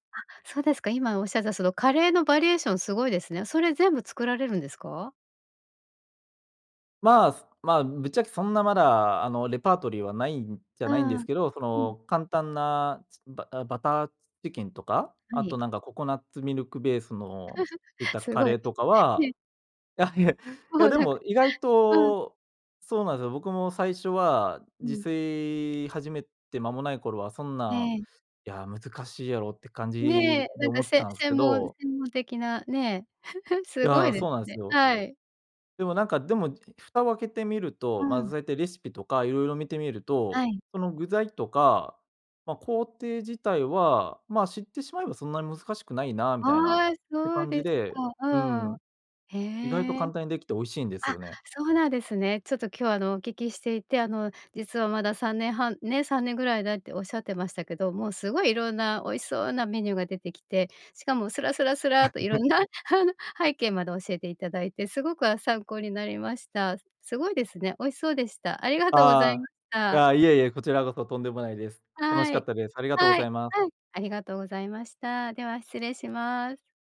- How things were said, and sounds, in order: laugh; laugh; laugh
- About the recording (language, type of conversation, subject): Japanese, podcast, 味付けのコツは何かありますか？